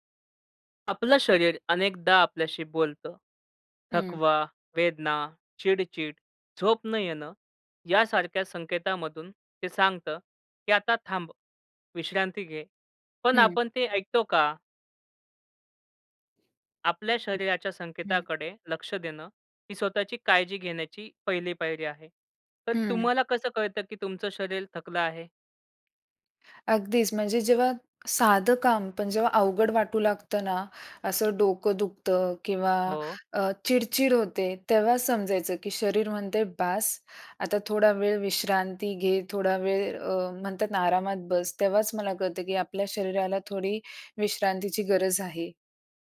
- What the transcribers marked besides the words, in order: other background noise
- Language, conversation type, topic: Marathi, podcast, तुमचे शरीर आता थांबायला सांगत आहे असे वाटल्यावर तुम्ही काय करता?